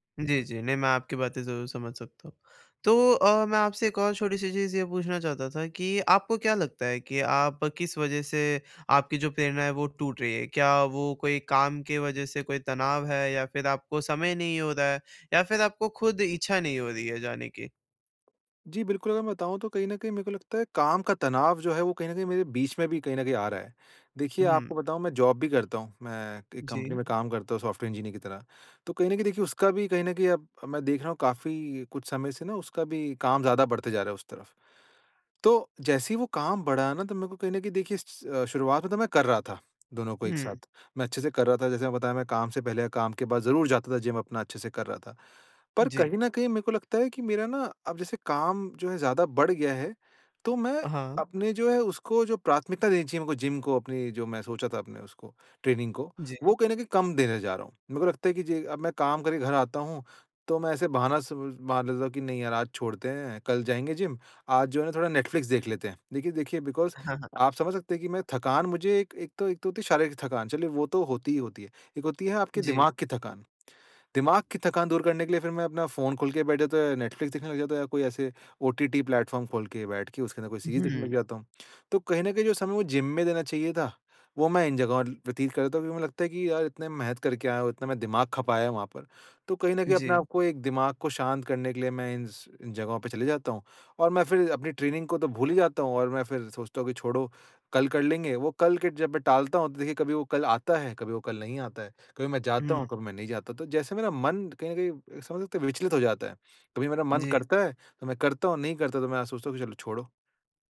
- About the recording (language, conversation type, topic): Hindi, advice, मैं अपनी ट्रेनिंग में प्रेरणा और प्रगति कैसे वापस ला सकता/सकती हूँ?
- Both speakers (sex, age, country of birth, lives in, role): male, 18-19, India, India, advisor; male, 25-29, India, India, user
- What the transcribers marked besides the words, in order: in English: "जॉब"; in English: "सॉफ्टवेयर इंजीनियर"; in English: "ट्रेनिंग"; in English: "बिकॉज़"; "मेहनत" said as "मेहेत"; in English: "ट्रेनिंग"